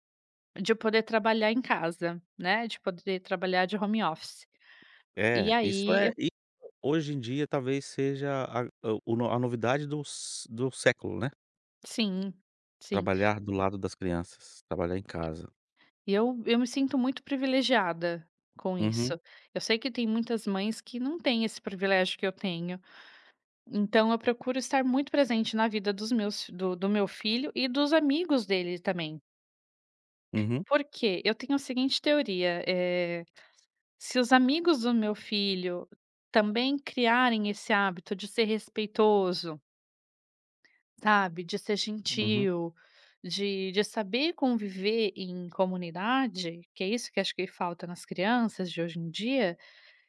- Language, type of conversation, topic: Portuguese, podcast, Como você equilibra o trabalho e o tempo com os filhos?
- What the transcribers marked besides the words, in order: tapping